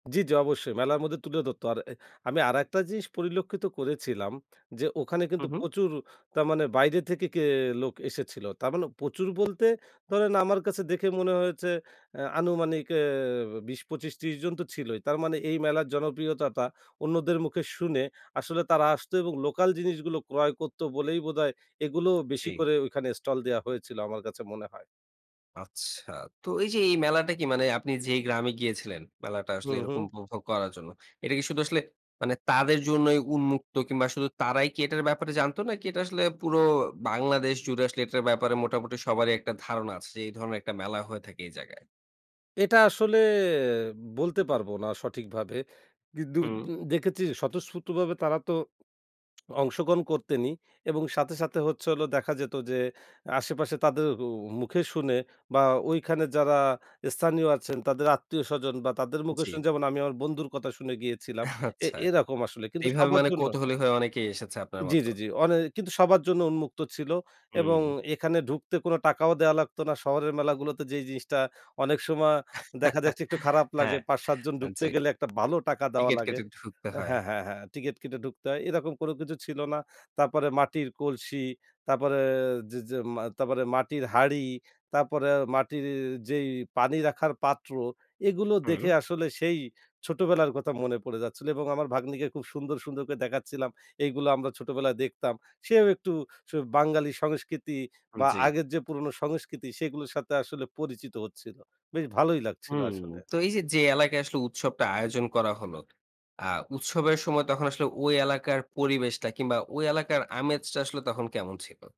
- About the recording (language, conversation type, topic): Bengali, podcast, আপনি যে স্থানীয় উৎসবে অংশ নিয়েছিলেন, সেখানে আপনার সবচেয়ে স্মরণীয় মুহূর্তটি কী ছিল?
- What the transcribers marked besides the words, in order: "ধরত" said as "দরত"; tapping; other background noise; "দেখেছি" said as "দেকেচি"; "কথা" said as "কতা"; laughing while speaking: "আচ্ছা"; chuckle; "ভালো" said as "বালো"; "ঢুকতে" said as "ডুকতে"